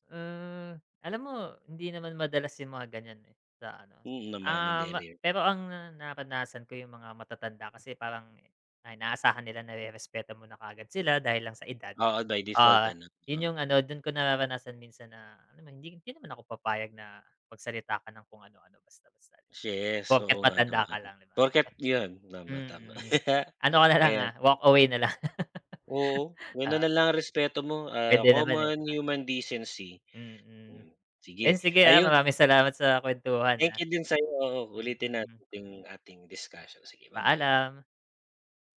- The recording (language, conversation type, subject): Filipino, unstructured, Paano mo ipinapakita ang respeto sa ibang tao?
- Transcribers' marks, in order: tapping; chuckle; laugh; in English: "common human decency"; other background noise